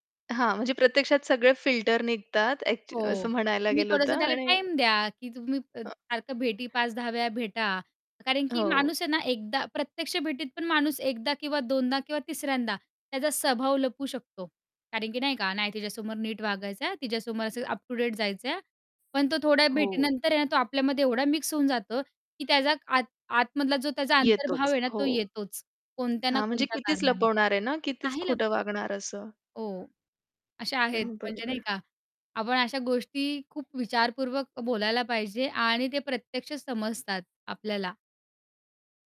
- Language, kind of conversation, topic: Marathi, podcast, ऑनलाइन आणि प्रत्यक्ष संभाषणात नेमका काय फरक असतो?
- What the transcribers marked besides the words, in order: other background noise; in English: "अप टू डेट"; tapping